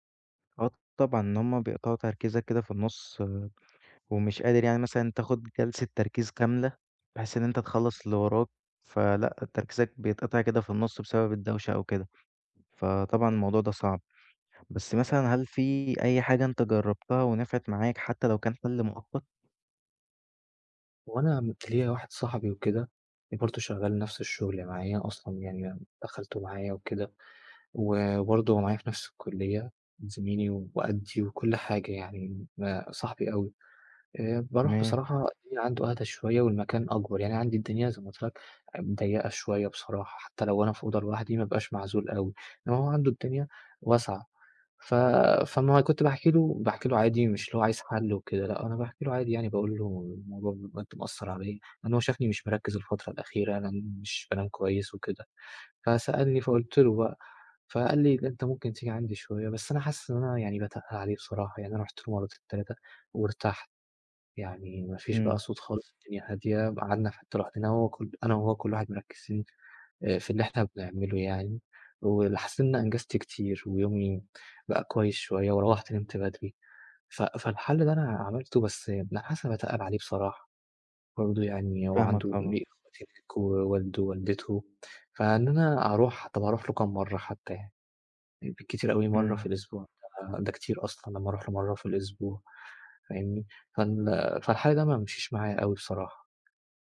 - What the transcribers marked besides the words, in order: tapping; unintelligible speech; unintelligible speech
- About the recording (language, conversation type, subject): Arabic, advice, إزاي دوشة البيت والمقاطعات بتعطّلك عن التركيز وتخليك مش قادر تدخل في حالة تركيز تام؟